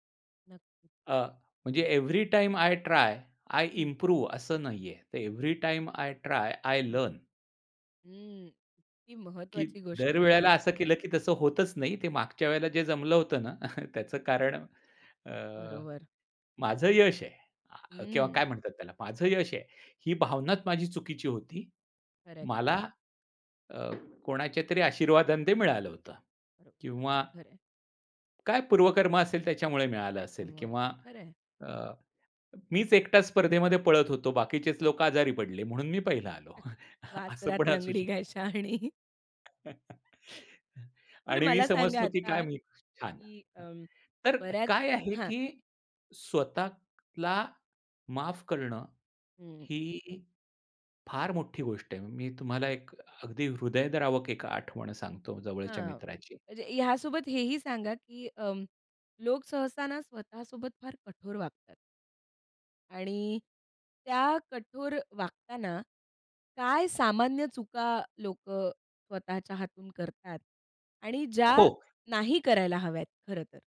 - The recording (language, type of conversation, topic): Marathi, podcast, तणावात स्वतःशी दयाळूपणा कसा राखता?
- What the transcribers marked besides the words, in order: tapping; in English: "एव्हरी टाइम आय ट्राय, आय इम्प्रूव"; in English: "एव्हरी टाइम आय ट्राय, आय लर्न"; chuckle; door; unintelligible speech; other noise; chuckle; laughing while speaking: "शहाणी"; chuckle